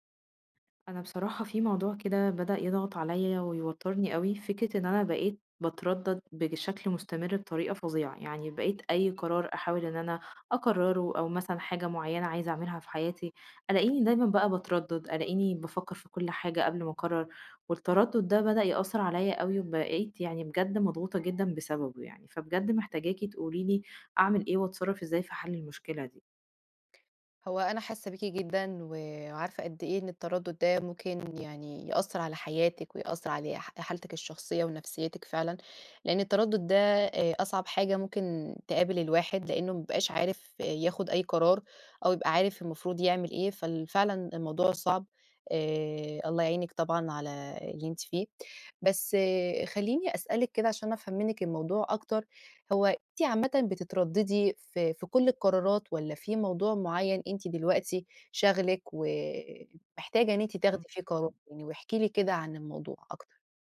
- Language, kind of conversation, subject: Arabic, advice, إزاي أوقف التردد المستمر وأاخد قرارات واضحة لحياتي؟
- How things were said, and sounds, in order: other background noise; background speech